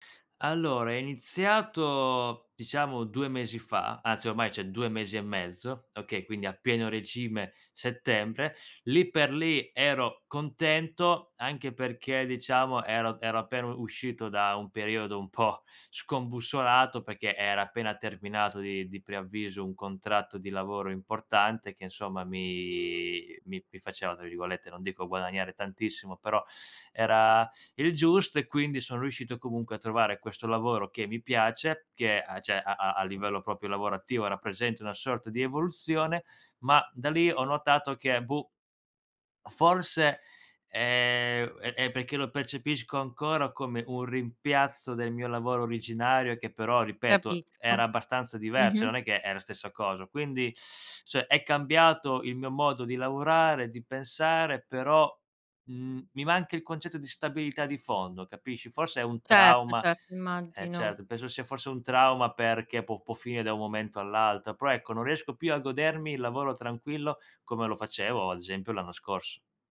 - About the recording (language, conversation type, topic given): Italian, advice, Come posso affrontare l’insicurezza nel mio nuovo ruolo lavorativo o familiare?
- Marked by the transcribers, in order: "cioè" said as "ceh"; laughing while speaking: "po'"; other background noise; "cioè" said as "ceh"; "cioè" said as "ceh"; teeth sucking; "Però" said as "pro"